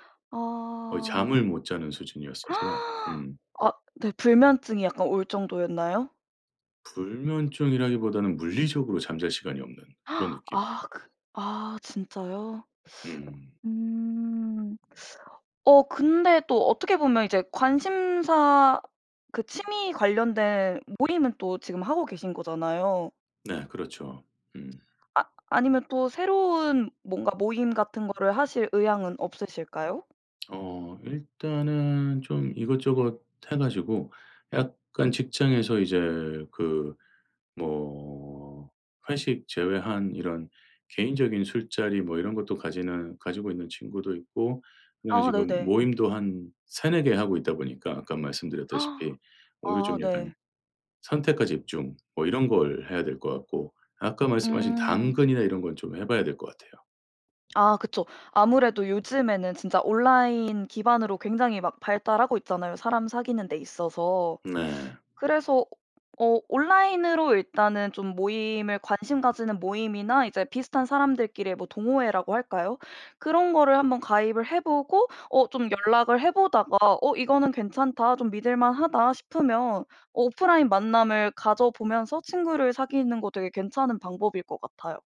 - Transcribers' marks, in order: gasp; tapping; gasp; teeth sucking; other background noise; gasp
- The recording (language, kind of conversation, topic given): Korean, advice, 새로운 도시로 이사한 뒤 친구를 사귀기 어려운데, 어떻게 하면 좋을까요?